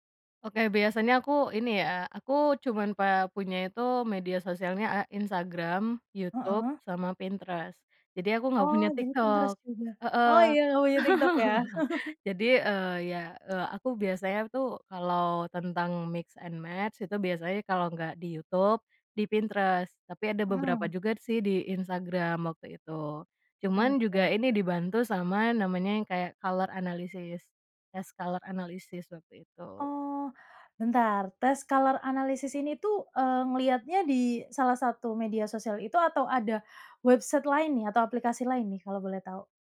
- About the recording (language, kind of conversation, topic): Indonesian, podcast, Gimana peran media sosial dalam gaya dan ekspresimu?
- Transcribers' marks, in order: laugh; chuckle; in English: "mix and match"; other background noise; in English: "color analysis"; in English: "color analysis"; in English: "color analysis"; in English: "website"